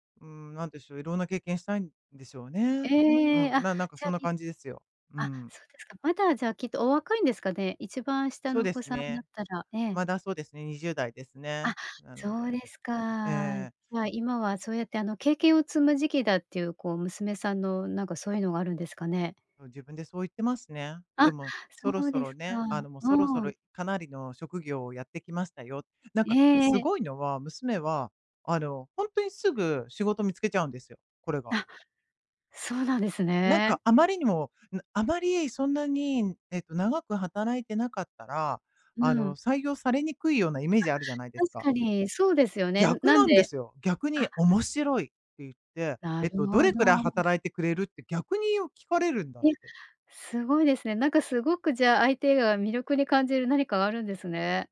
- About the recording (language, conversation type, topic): Japanese, advice, 起業することを家族にどう説明すればよいですか？
- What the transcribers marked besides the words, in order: none